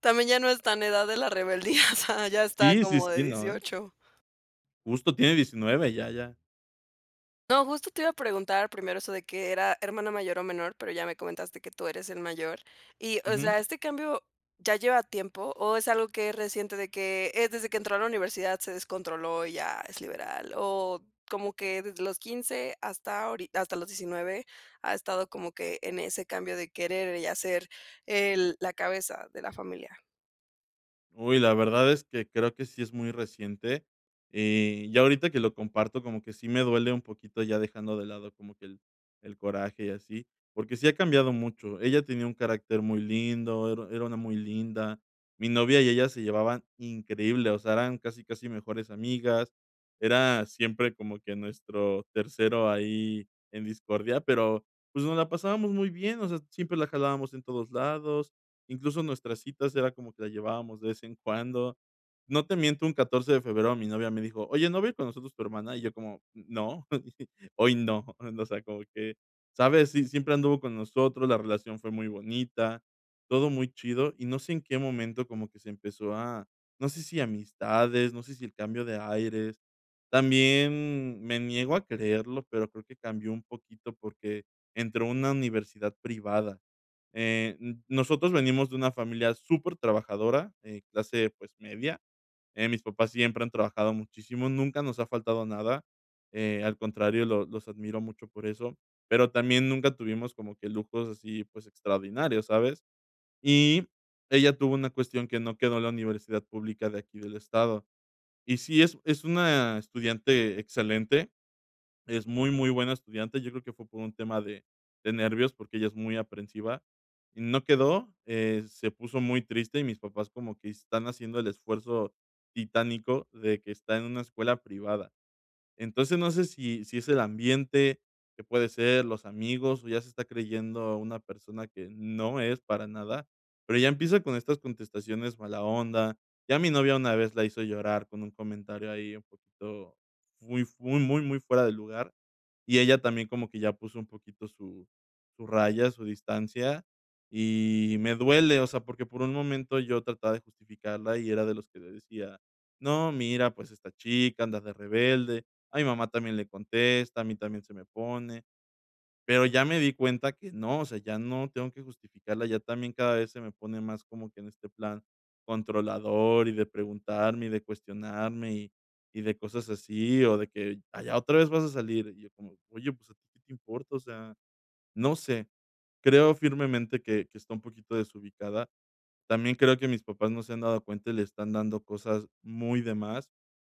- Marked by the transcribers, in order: laughing while speaking: "rebeldía, o sea"; other background noise; chuckle
- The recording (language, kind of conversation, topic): Spanish, advice, ¿Cómo puedo poner límites respetuosos con mis hermanos sin pelear?